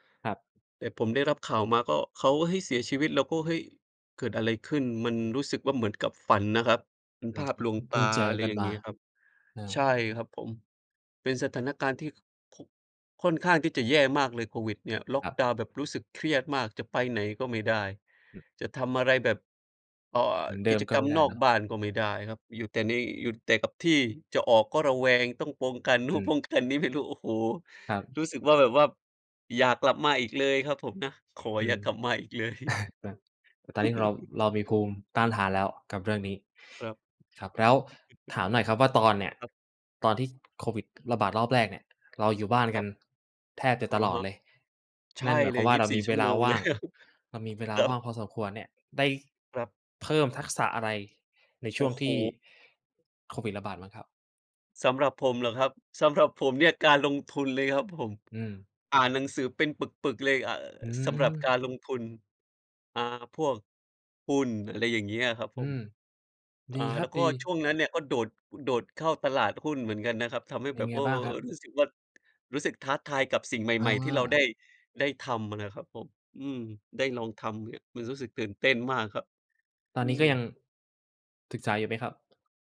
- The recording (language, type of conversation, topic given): Thai, unstructured, โควิด-19 เปลี่ยนแปลงโลกของเราไปมากแค่ไหน?
- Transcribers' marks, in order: other background noise; laughing while speaking: "นู่น ป้องกันนี้ ไม่รู้"; chuckle; laughing while speaking: "เลย"; chuckle; laughing while speaking: "ครับ"; other noise